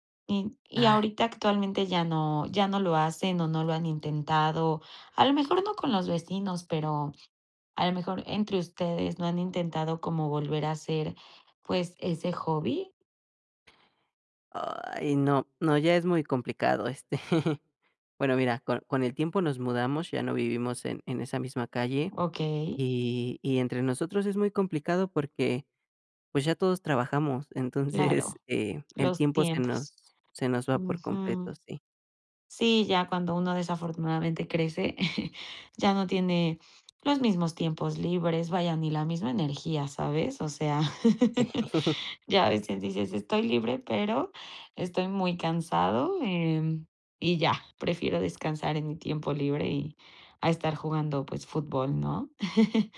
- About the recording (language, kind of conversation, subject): Spanish, podcast, ¿Qué pasatiempo te conectaba con tu familia y por qué?
- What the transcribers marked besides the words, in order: chuckle; laughing while speaking: "entonces"; chuckle; chuckle; laughing while speaking: "Sí"; chuckle